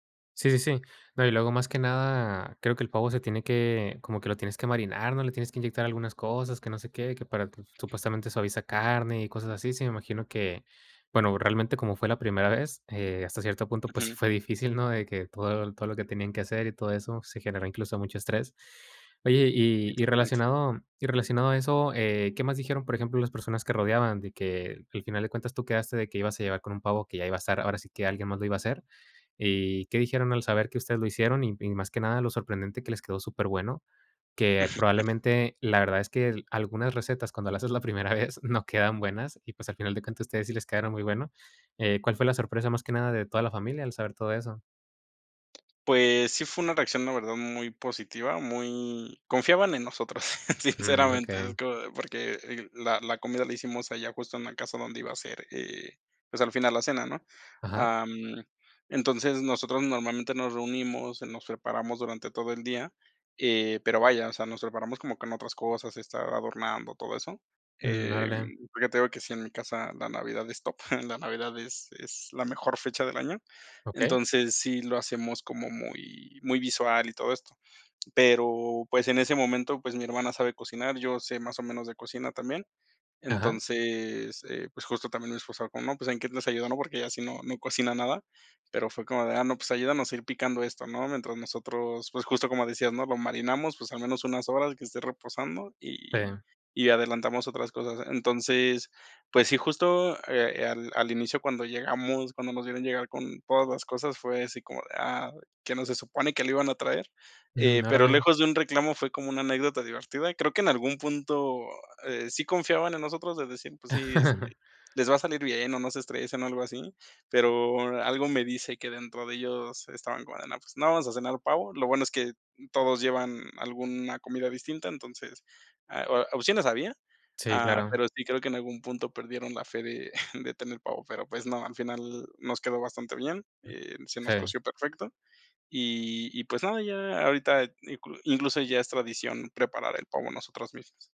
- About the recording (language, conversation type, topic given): Spanish, podcast, ¿Qué comida festiva recuerdas siempre con cariño y por qué?
- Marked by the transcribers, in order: chuckle; chuckle; tapping; laughing while speaking: "sinceramente"; chuckle; laugh; chuckle